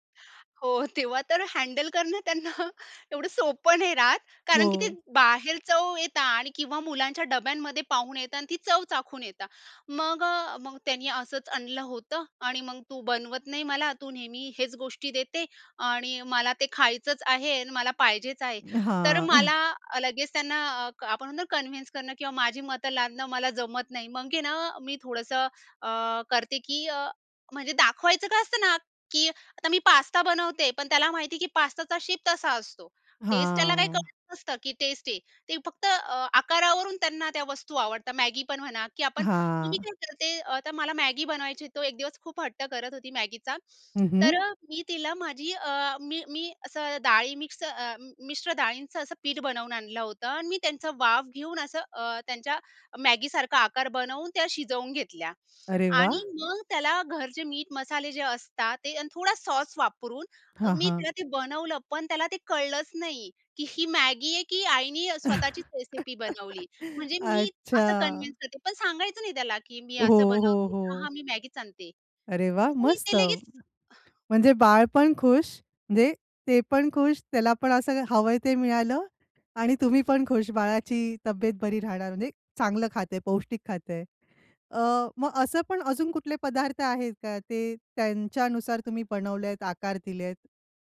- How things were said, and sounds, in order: laughing while speaking: "तेव्हा तर हँडल करणं त्यांना एवढं सोपं नाही राहत"; in English: "हँडल"; chuckle; in English: "कन्विन्स"; in English: "पास्ता"; in English: "पास्ताचा शेप"; unintelligible speech; in English: "सॉस"; chuckle; in English: "रेसिपी"; in English: "कन्व्हेन्स"; unintelligible speech
- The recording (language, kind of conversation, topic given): Marathi, podcast, मुलांशी दररोज प्रभावी संवाद कसा साधता?